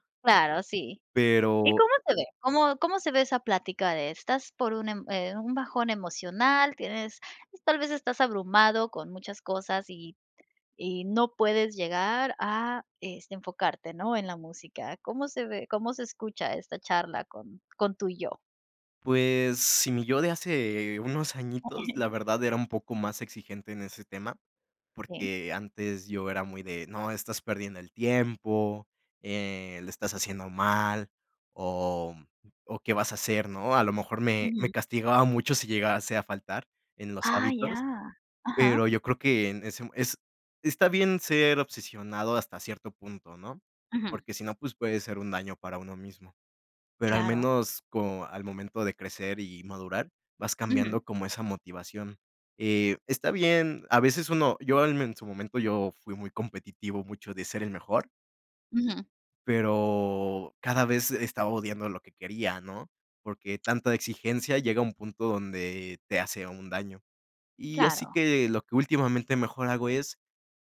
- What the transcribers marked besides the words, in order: tapping; chuckle
- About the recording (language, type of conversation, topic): Spanish, podcast, ¿Qué haces cuando pierdes motivación para seguir un hábito?